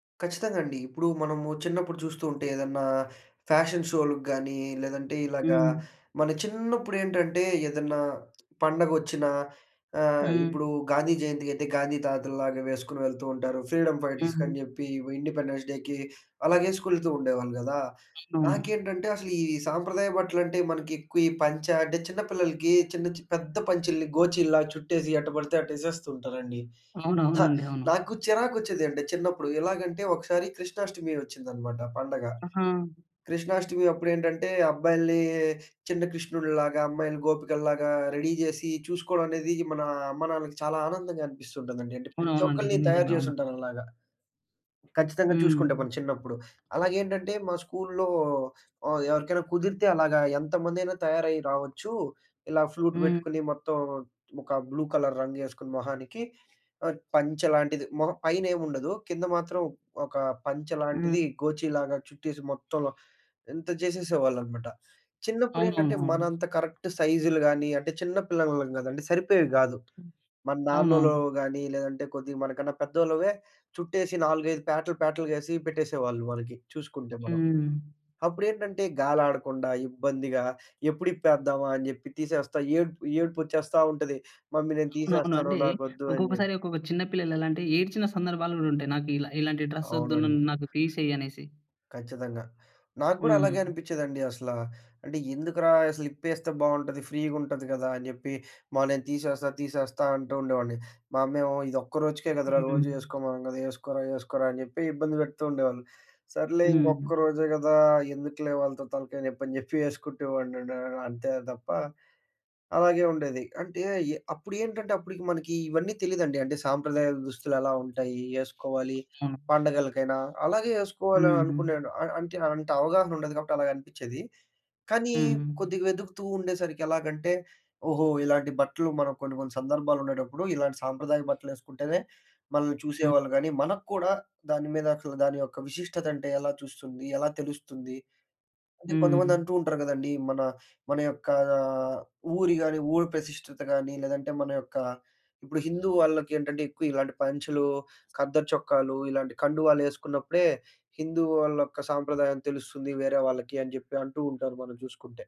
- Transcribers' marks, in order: in English: "ఫ్యాషన్"; tapping; other background noise; in English: "ఫ్రీడమ్ ఫైటర్స్‌కని"; in English: "ఇండిపెండెన్స్ డేకి"; in English: "రెడీ"; in English: "ఫ్లూట్"; in English: "బ్లూ కలర్"; in English: "కరెక్ట్"; in English: "మమ్మీ"
- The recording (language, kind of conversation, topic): Telugu, podcast, సాంప్రదాయ దుస్తులు మీకు ఎంత ముఖ్యం?